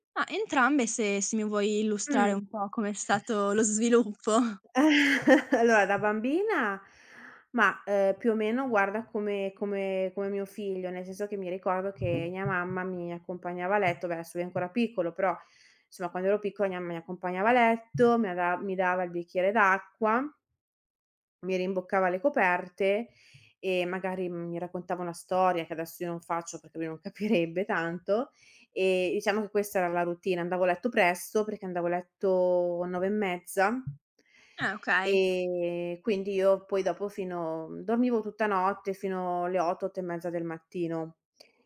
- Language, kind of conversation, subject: Italian, podcast, Quale routine serale aiuta te o la tua famiglia a dormire meglio?
- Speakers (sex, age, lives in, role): female, 20-24, Italy, host; female, 30-34, Italy, guest
- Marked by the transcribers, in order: other background noise; chuckle; laughing while speaking: "Allora"; laughing while speaking: "sviluppo"; laughing while speaking: "capirebbe"; "diciamo" said as "iciamo"